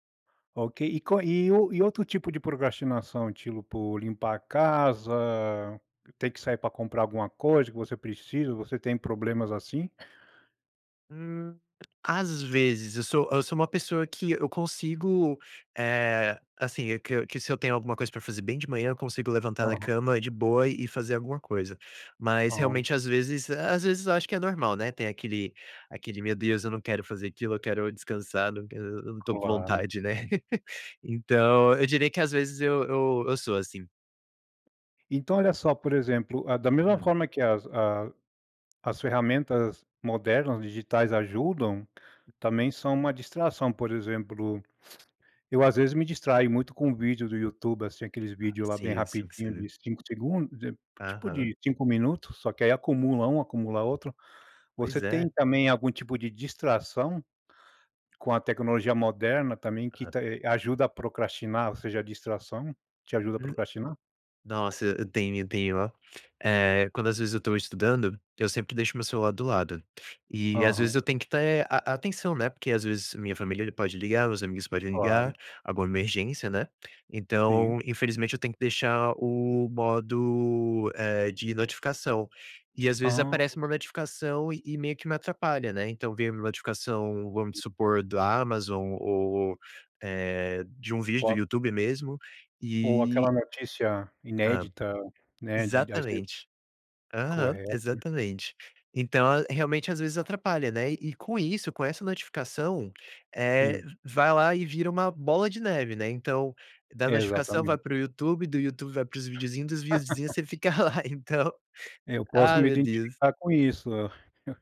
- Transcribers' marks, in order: "tipo" said as "tilo"; tapping; laugh; sniff; other noise; other background noise; laugh; chuckle
- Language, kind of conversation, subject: Portuguese, podcast, Que truques digitais você usa para evitar procrastinar?